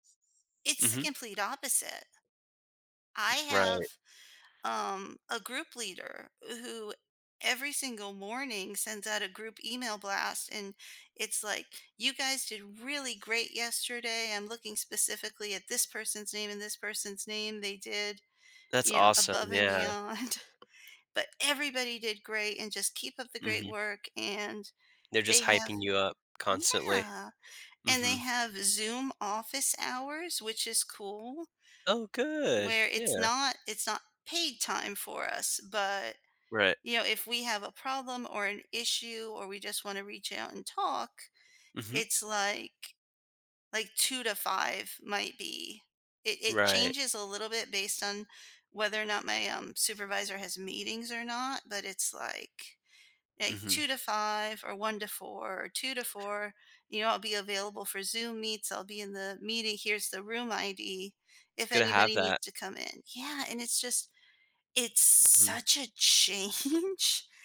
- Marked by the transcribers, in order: other background noise; tapping; laughing while speaking: "beyond"; laughing while speaking: "change"
- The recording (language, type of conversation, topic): English, advice, How can I adjust to a new job and feel confident in my role and workplace?
- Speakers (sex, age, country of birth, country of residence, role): female, 45-49, United States, United States, user; male, 35-39, United States, United States, advisor